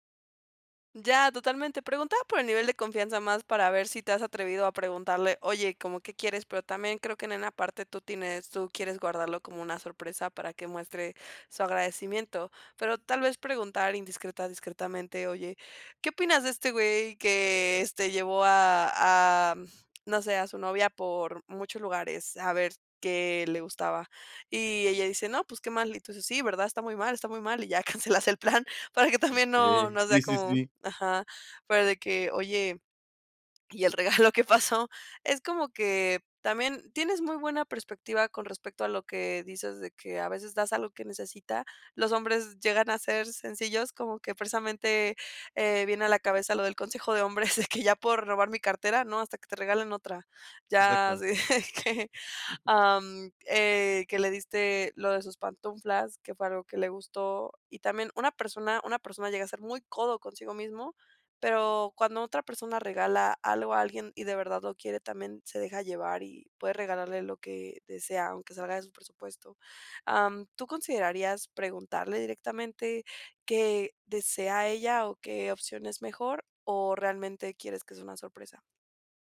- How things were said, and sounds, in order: laughing while speaking: "cancelas el plan, para que también"; laughing while speaking: "¿y el regalo qué pasó?"; laughing while speaking: "de que"; other background noise; "pantuflas" said as "pantunflas"
- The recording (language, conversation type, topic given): Spanish, advice, ¿Cómo puedo encontrar un regalo con significado para alguien especial?